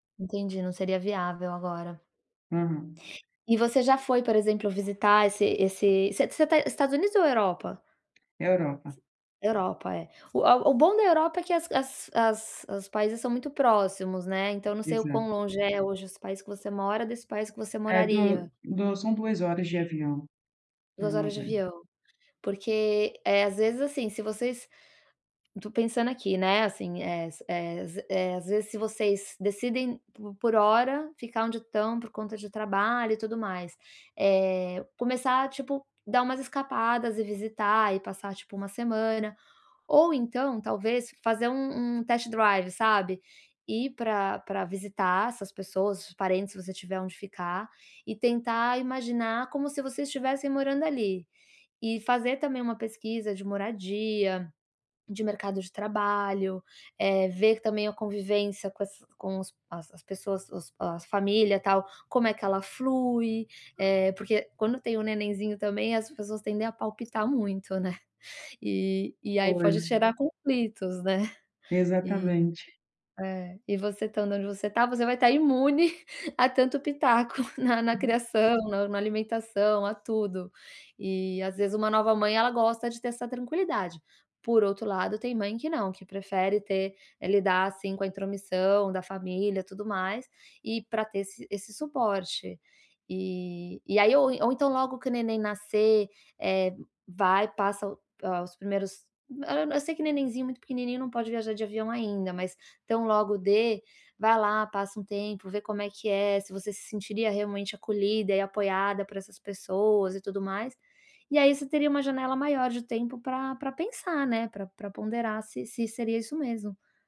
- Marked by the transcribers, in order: tapping; other background noise; unintelligible speech; in English: "test-drive"; laughing while speaking: "né"; laughing while speaking: "a tanto pitaco"
- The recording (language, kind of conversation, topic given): Portuguese, advice, Como posso lidar com a incerteza e com mudanças constantes sem perder a confiança em mim?